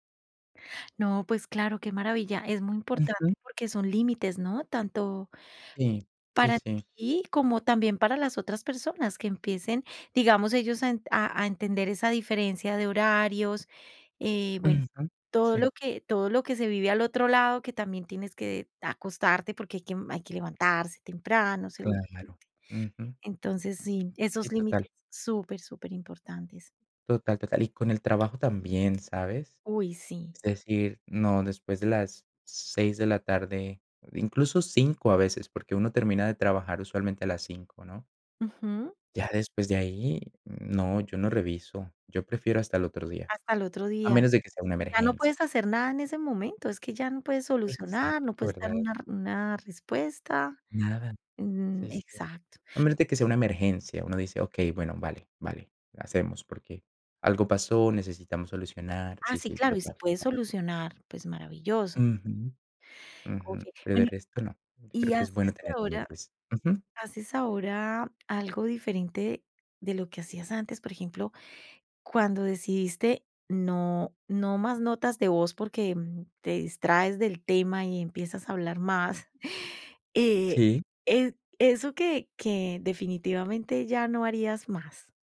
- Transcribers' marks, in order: tapping; chuckle
- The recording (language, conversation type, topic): Spanish, podcast, ¿Cómo usas las notas de voz en comparación con los mensajes de texto?
- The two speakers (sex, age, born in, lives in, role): female, 50-54, Colombia, Italy, host; male, 30-34, Colombia, Netherlands, guest